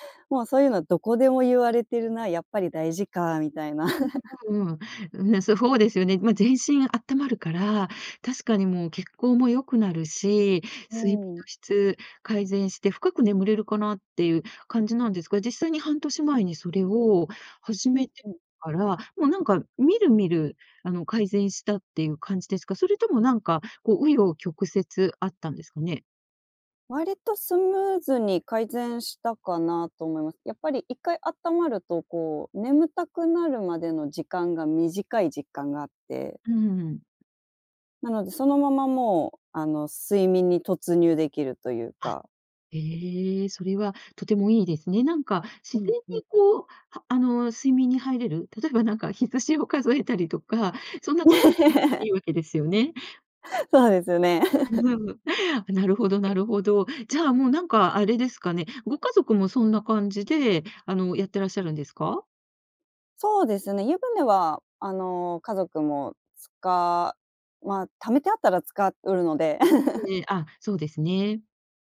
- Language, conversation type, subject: Japanese, podcast, 睡眠の質を上げるために普段どんな工夫をしていますか？
- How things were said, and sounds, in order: unintelligible speech; chuckle; other background noise; laugh; unintelligible speech; laugh; chuckle; laugh